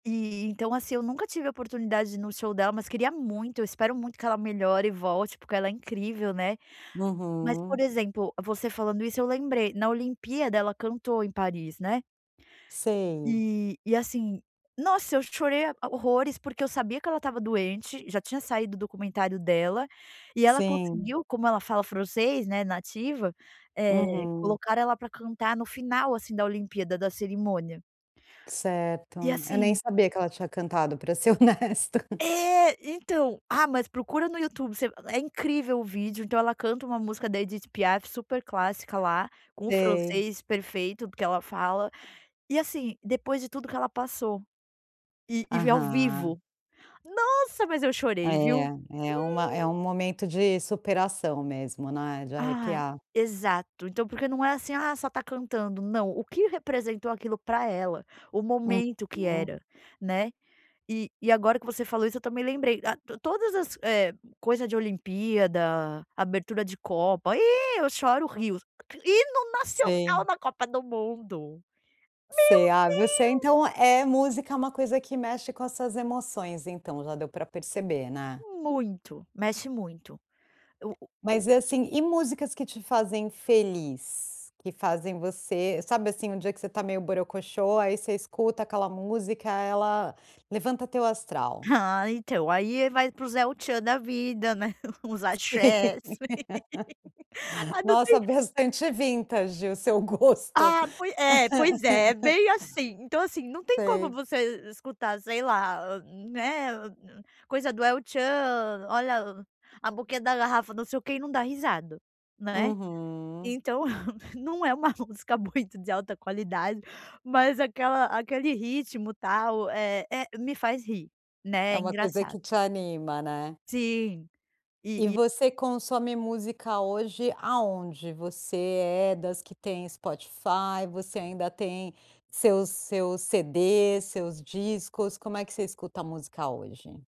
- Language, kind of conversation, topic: Portuguese, podcast, Qual música faz você chorar?
- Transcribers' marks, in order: tapping; laughing while speaking: "honesta"; put-on voice: "Meu Deus"; chuckle; laugh; other background noise; laugh; other noise; drawn out: "Uhum"; laughing while speaking: "não é uma música muito de alta qualidade"